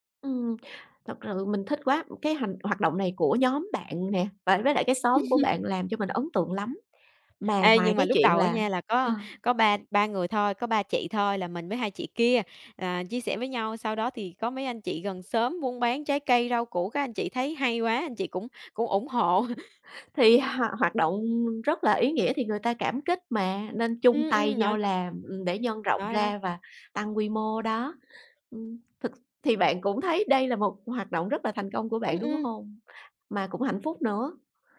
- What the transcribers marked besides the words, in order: other noise; chuckle; tapping; laughing while speaking: "hộ"; other background noise
- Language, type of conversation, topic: Vietnamese, podcast, Bạn làm thế nào để giảm lãng phí thực phẩm?